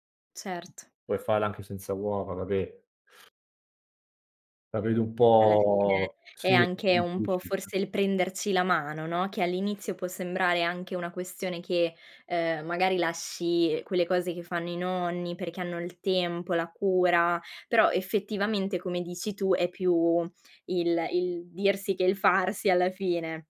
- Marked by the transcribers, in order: tapping; "vabbè" said as "vabè"; other background noise
- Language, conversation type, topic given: Italian, podcast, Che cosa ti appassiona davvero della cucina: l’arte o la routine?